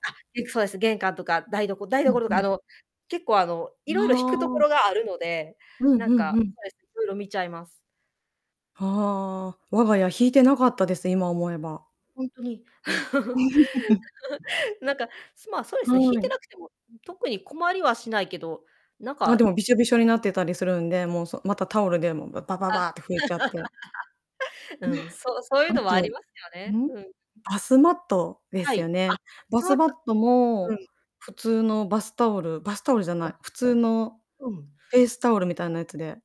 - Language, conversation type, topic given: Japanese, unstructured, 日常生活の中で、使って驚いた便利な道具はありますか？
- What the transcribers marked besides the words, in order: distorted speech; other background noise; laugh; chuckle; unintelligible speech; laugh; chuckle